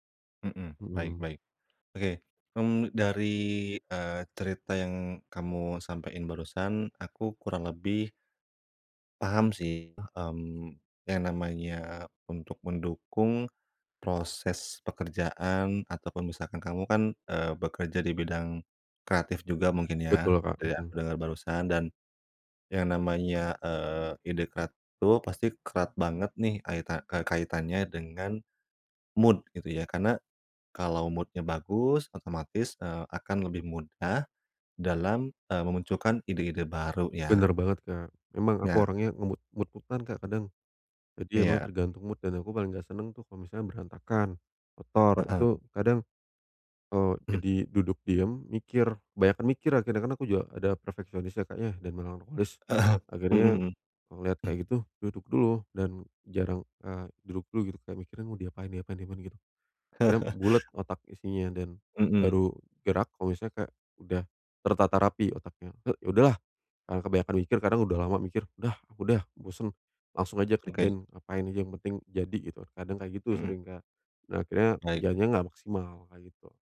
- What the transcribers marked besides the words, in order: in English: "mood"; in English: "mood-nya"; in English: "mood-mood-an"; in English: "mood"; tapping; chuckle
- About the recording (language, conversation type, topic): Indonesian, advice, Bagaimana cara mengubah pemandangan dan suasana kerja untuk memicu ide baru?